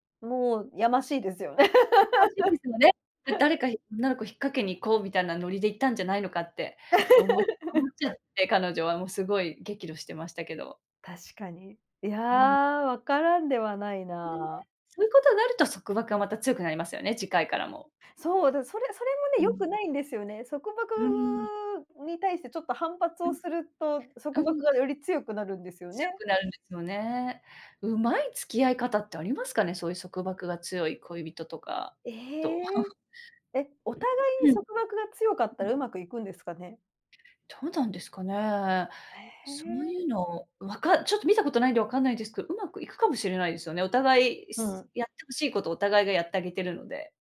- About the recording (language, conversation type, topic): Japanese, unstructured, 恋人に束縛されるのは嫌ですか？
- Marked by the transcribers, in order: laugh; laugh; laugh; throat clearing